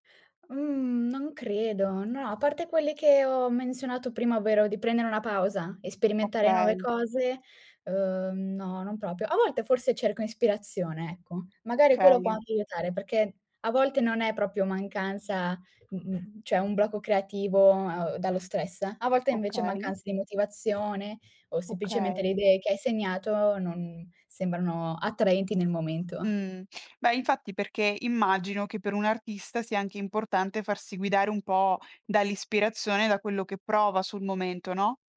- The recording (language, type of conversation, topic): Italian, podcast, Come superi il blocco creativo quando arriva?
- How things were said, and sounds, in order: "proprio" said as "propio"; tapping; other background noise